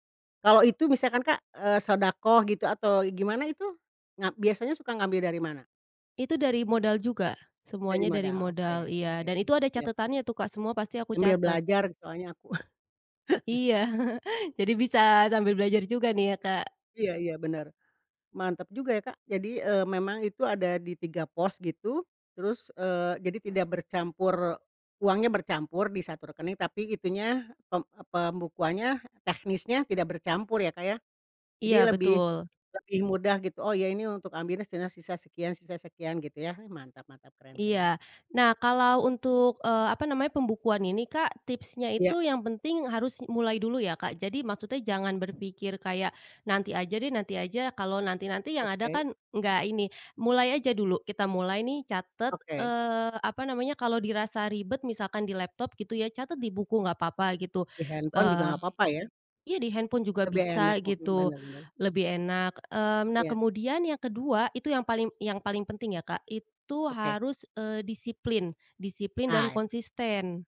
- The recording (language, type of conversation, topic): Indonesian, podcast, Bagaimana caramu menahan godaan belanja impulsif demi menambah tabungan?
- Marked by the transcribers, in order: in Arabic: "shodaqoh"; tapping; laugh; in English: "handphone"; in English: "handphone"